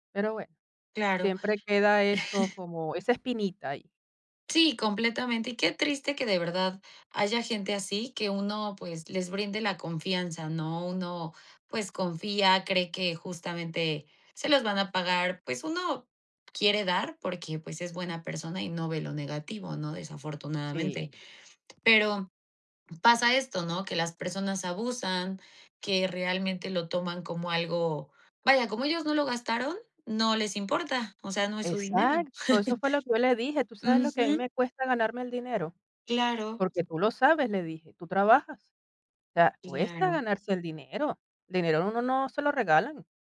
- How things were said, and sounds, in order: chuckle; chuckle; other background noise
- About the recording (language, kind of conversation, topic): Spanish, advice, ¿Cómo puedo manejar a un amigo que me pide dinero prestado con frecuencia?